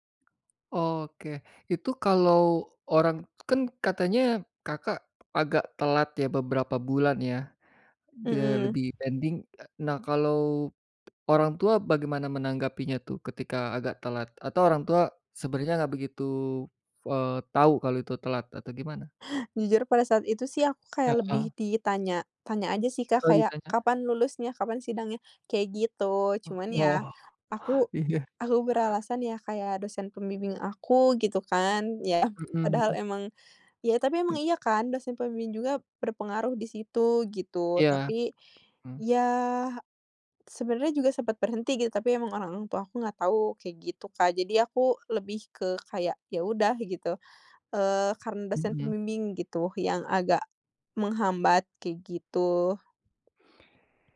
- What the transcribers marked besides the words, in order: tapping; other background noise; laughing while speaking: "oh, iya"
- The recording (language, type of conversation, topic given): Indonesian, podcast, Kapan terakhir kali kamu merasa sangat bangga, dan kenapa?